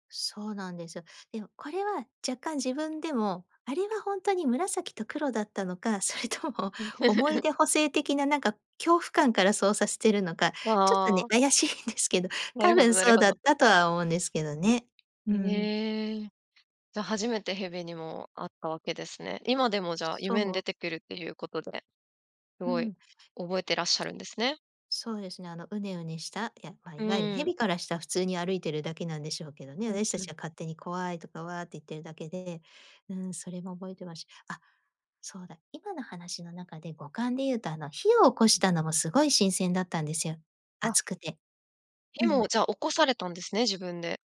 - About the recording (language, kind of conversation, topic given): Japanese, podcast, 子どもの頃、自然の中で過ごした思い出を教えてくれますか？
- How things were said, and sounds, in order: laugh; tapping; other background noise; other noise